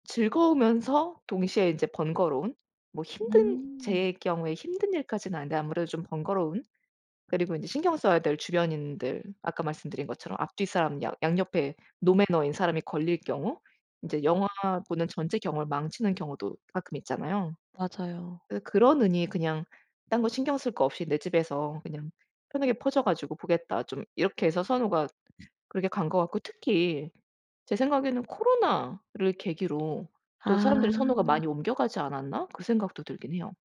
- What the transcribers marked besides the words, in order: other background noise; tapping
- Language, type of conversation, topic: Korean, podcast, 영화는 영화관에서 보는 것과 집에서 보는 것 중 어느 쪽을 더 선호하시나요?